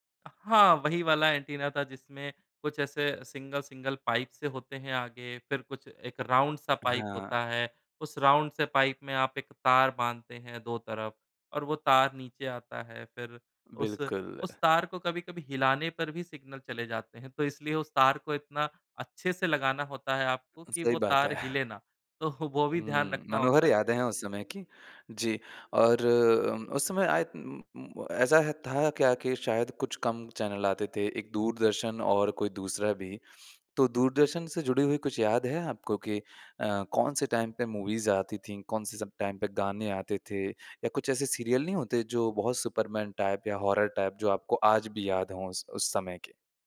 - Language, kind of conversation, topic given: Hindi, podcast, घर वालों के साथ आपने कौन सी फिल्म देखी थी जो आपको सबसे खास लगी?
- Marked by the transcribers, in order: in English: "सिंगल सिंगल पाइप्स"; in English: "राउंड"; in English: "राउंड"; in English: "टाइम"; in English: "मूवीज़"; in English: "टाइम"; in English: "टाइप"; in English: "हॉरर टाइप"